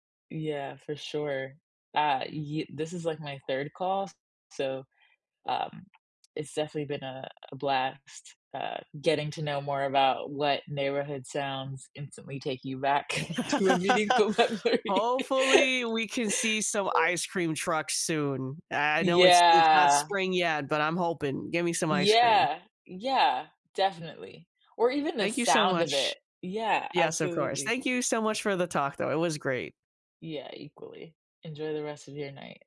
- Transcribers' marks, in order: tapping; laugh; other background noise; chuckle; laughing while speaking: "to a meaningful memory"; laugh; drawn out: "Yeah"
- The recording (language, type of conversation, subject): English, unstructured, What neighborhood sounds instantly bring you back to a meaningful memory?
- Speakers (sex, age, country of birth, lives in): female, 25-29, Vietnam, United States; female, 30-34, United States, United States